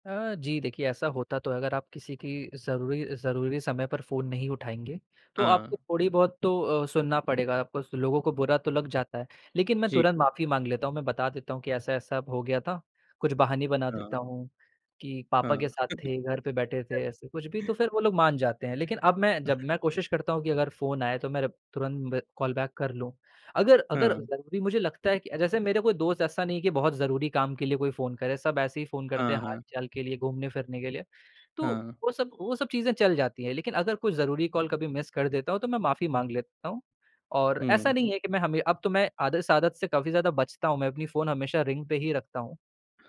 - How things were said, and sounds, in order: "बहाने" said as "बहानी"; chuckle; other background noise; in English: "बैक"; horn; in English: "मिस"; in English: "रिंग"
- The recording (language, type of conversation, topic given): Hindi, podcast, आप स्मार्टफ़ोन की लत को नियंत्रित करने के लिए कौन-से उपाय अपनाते हैं?